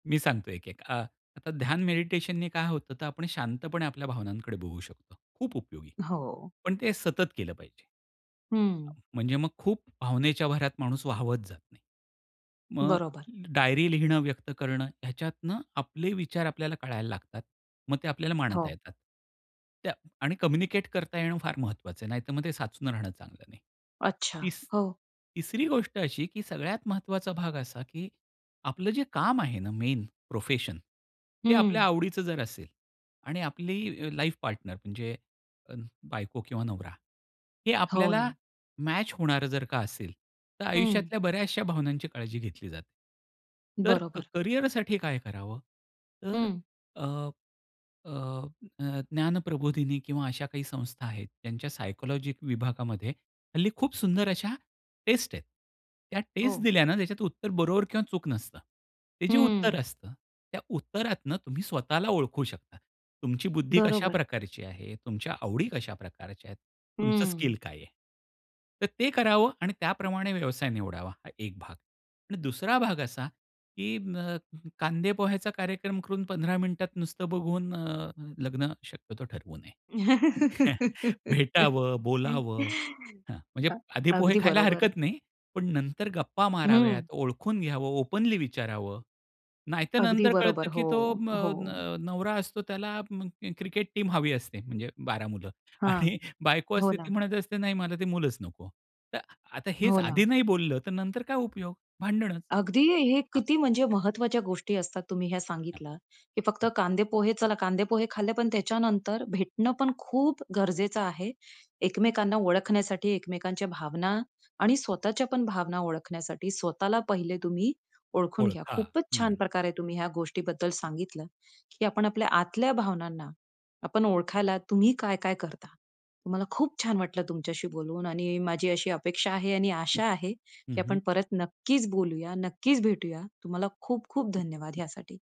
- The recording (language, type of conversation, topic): Marathi, podcast, आतल्या भावना ओळखण्यासाठी तुम्ही काय करता?
- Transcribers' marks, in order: in English: "कम्युनिकेट"; in English: "मेन प्रोफेशन"; in English: "लाईफ पार्टनर"; tapping; laugh; chuckle; other noise; in English: "ओपनली"; in English: "टीम"; laughing while speaking: "आणि"; other background noise; unintelligible speech